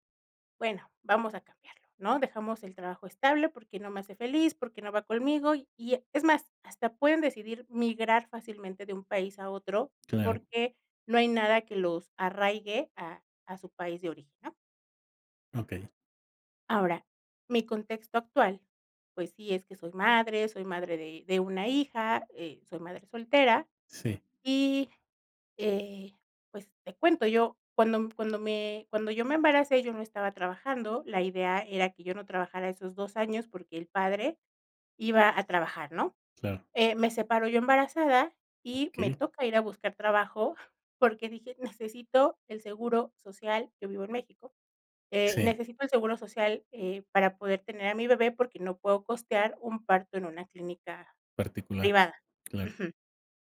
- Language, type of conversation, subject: Spanish, podcast, ¿Qué te ayuda a decidir dejar un trabajo estable?
- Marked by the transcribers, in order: other background noise